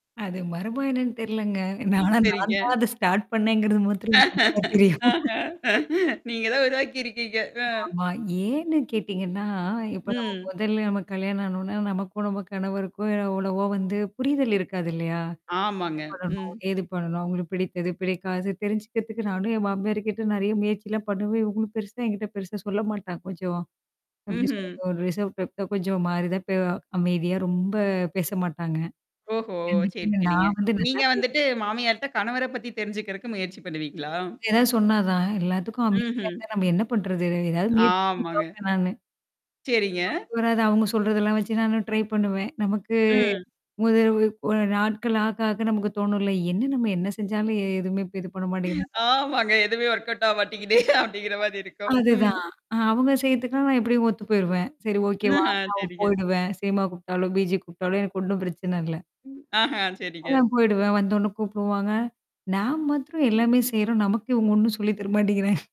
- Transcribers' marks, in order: laughing while speaking: "ஆனா, நான் தான் அத ஸ்டார்ட் பண்ணேங்கிறது மாத்திரம் நல்லா தெரியும்"; distorted speech; in English: "ஸ்டார்ட்"; laughing while speaking: "நீங்க தான் உருவாக்கிிருக்கீங்க. அ"; static; in English: "ரிசர்வ் டைப்"; mechanical hum; in English: "ட்ரை"; laughing while speaking: "ஆமாங்க. எதுவுமே ஒர்க் அவுட் ஆவ மாட்டேங்கிதே! அப்பிடிங்கிற மாரி இருக்கும்"; in English: "ஒர்க் அவுட்"; laughing while speaking: "சொல்லி தர மாாட்டேங்கிறாங்க"
- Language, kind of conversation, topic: Tamil, podcast, நீங்கள் உருவாக்கிய புதிய குடும்ப மரபு ஒன்றுக்கு உதாரணம் சொல்ல முடியுமா?